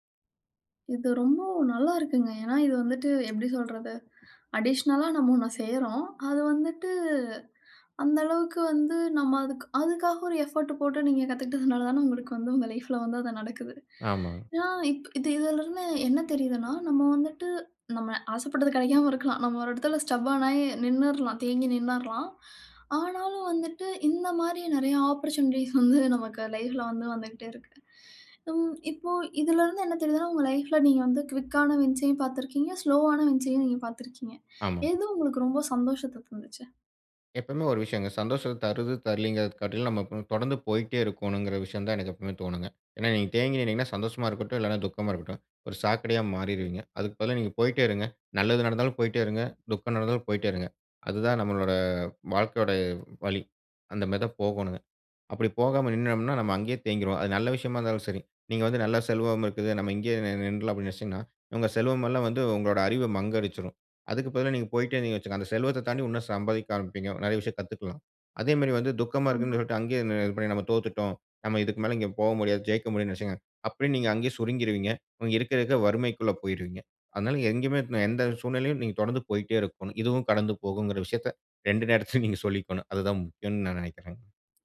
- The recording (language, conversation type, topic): Tamil, podcast, ஒரு தலைவராக மக்கள் நம்பிக்கையைப் பெற நீங்கள் என்ன செய்கிறீர்கள்?
- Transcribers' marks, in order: tapping; in English: "அடிஷ்னலா"; in English: "எஃபோர்ட்டு"; in English: "லைஃப்ல"; other background noise; in English: "ஸ்டப்பர்ன்"; in English: "ஆப்பர்ட்யூனிட்டீஸ்"; in English: "லைஃப்‌ல"; in English: "குயிக்"; in English: "வின்சயும்"; in English: "ஸ்லோவ்"; other noise; laughing while speaking: "நேரத்திலயும் நீங்க"